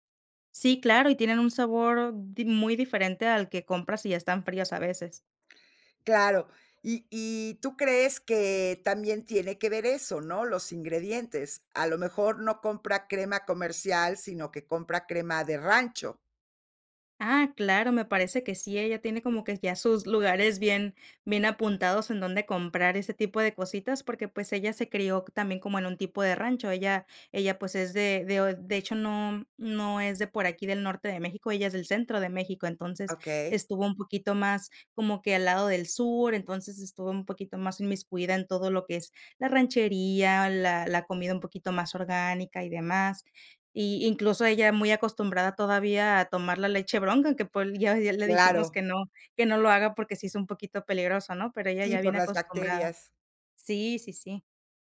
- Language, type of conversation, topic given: Spanish, podcast, ¿Qué plato te gustaría aprender a preparar ahora?
- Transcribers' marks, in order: none